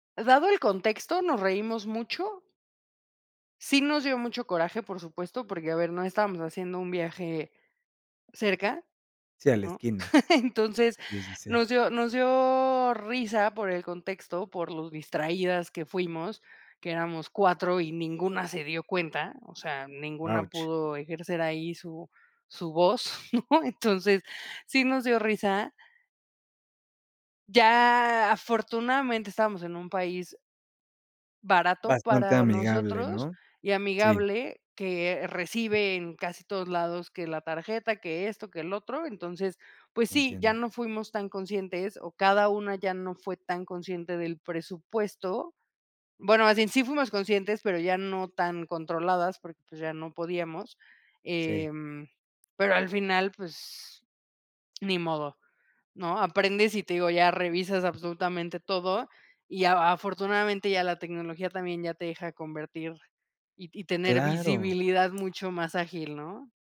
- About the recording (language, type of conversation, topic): Spanish, podcast, ¿Qué error cometiste durante un viaje y qué aprendiste de esa experiencia?
- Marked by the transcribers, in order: laugh; laughing while speaking: "¿no?"; drawn out: "Ya"